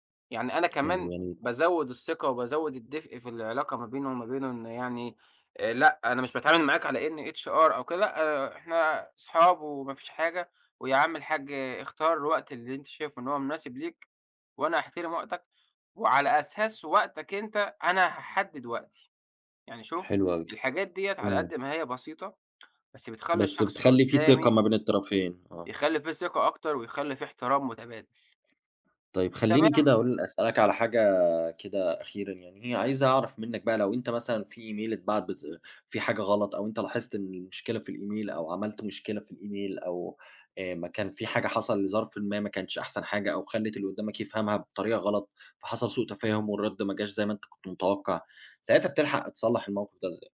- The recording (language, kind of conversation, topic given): Arabic, podcast, إزاي تبني الثقة من خلال الرسايل على الموبايل أو الإيميل؟
- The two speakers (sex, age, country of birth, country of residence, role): male, 25-29, Egypt, Egypt, guest; male, 30-34, Egypt, Germany, host
- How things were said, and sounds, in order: in English: "HR"; in English: "إيميل"; in English: "الإيميل"; in English: "الإيميل"